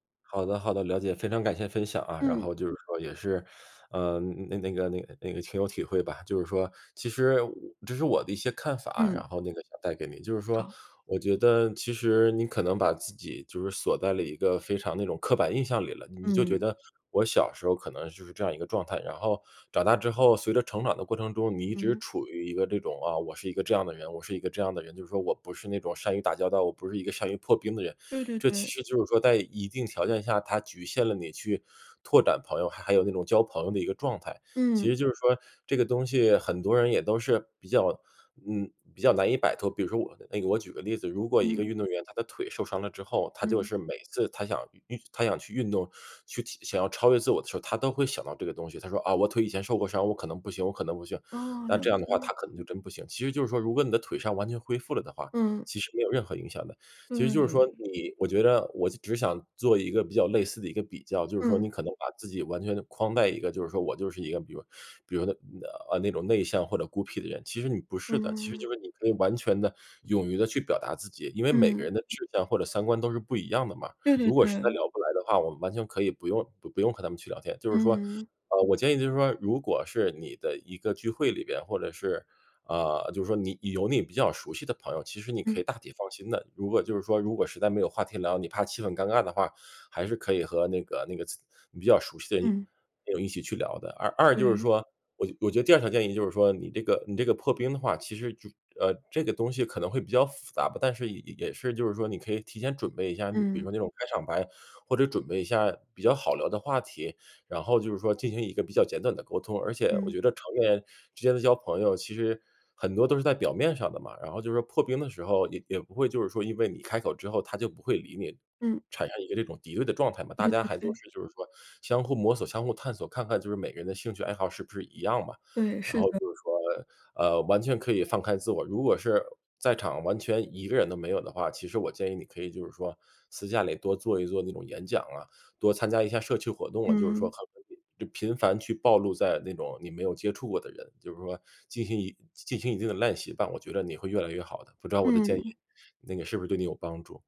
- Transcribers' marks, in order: other background noise
- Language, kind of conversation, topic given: Chinese, advice, 在聚会中感到尴尬和孤立时，我该怎么办？